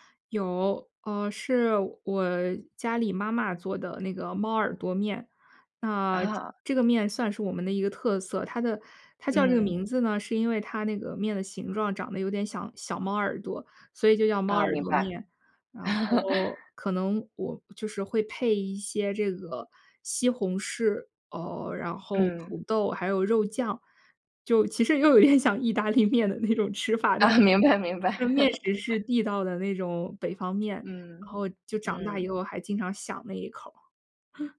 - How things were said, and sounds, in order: "像" said as "想"; laugh; laughing while speaking: "又有点像意大利面的那种吃法"; laughing while speaking: "啊，明白 明白"; laugh; chuckle
- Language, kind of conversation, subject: Chinese, podcast, 你能分享一道让你怀念的童年味道吗？